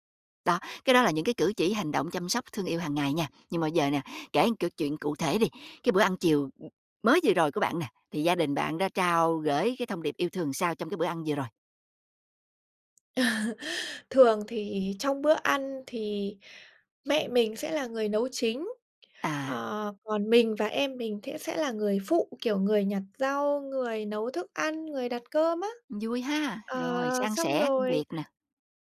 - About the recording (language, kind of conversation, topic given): Vietnamese, podcast, Bạn kể cách gia đình bạn thể hiện yêu thương hằng ngày như thế nào?
- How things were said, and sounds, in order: chuckle; tapping; "sẽ" said as "thẽ"